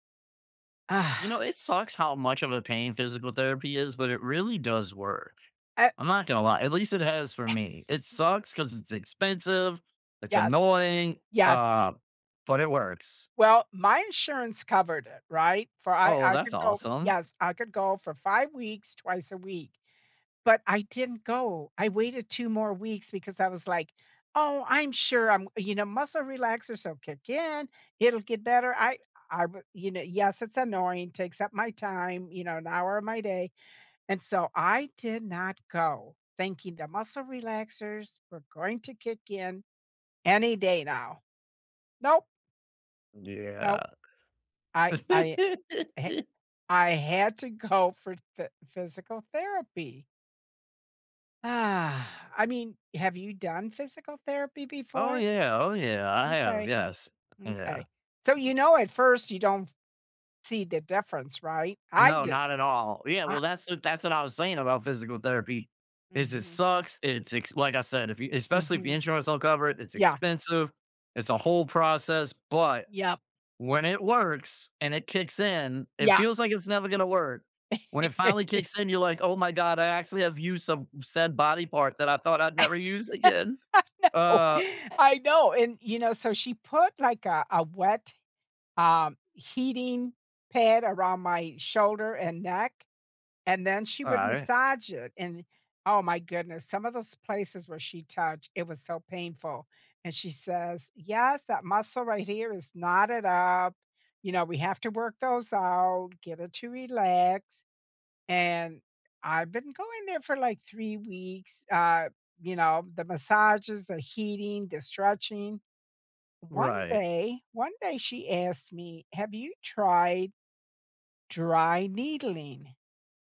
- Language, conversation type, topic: English, unstructured, How should I decide whether to push through a workout or rest?
- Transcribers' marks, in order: sigh; scoff; laugh; laughing while speaking: "go"; sigh; laugh; laugh; laughing while speaking: "I know"; tapping